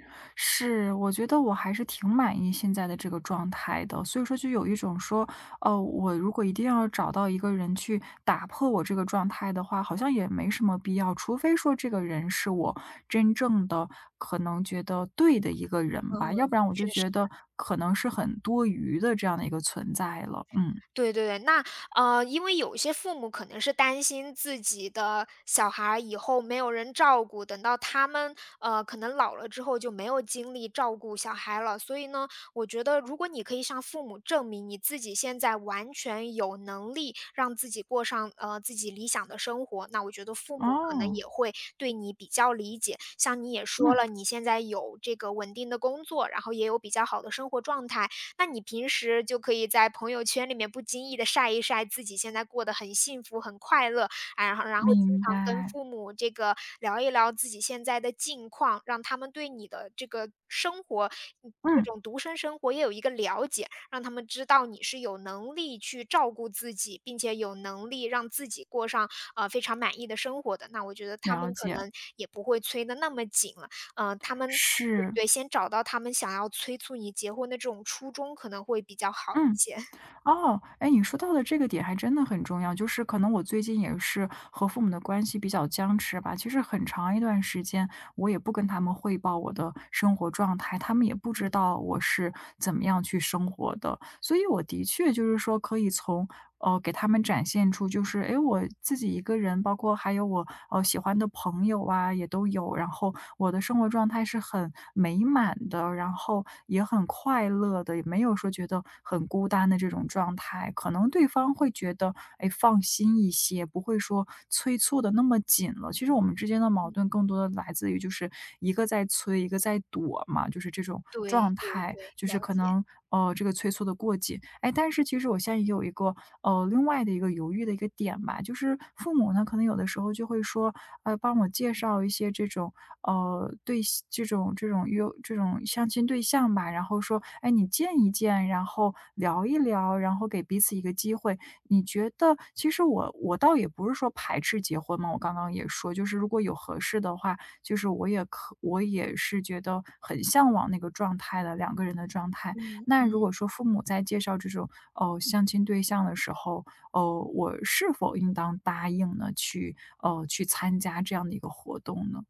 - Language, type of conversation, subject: Chinese, advice, 家人催婚
- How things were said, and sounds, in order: chuckle; other background noise